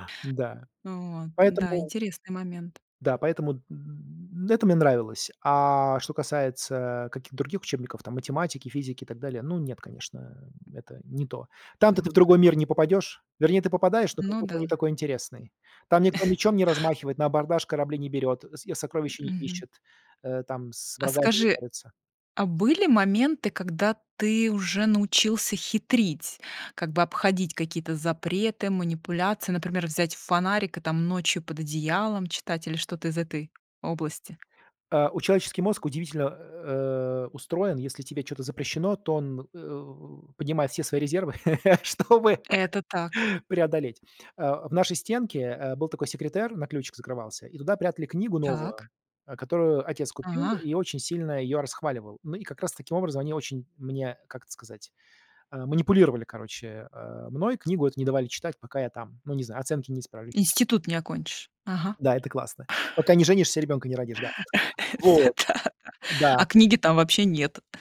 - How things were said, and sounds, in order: tapping; chuckle; laugh; laugh; laughing while speaking: "Всё так"
- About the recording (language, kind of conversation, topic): Russian, podcast, Помнишь момент, когда что‑то стало действительно интересно?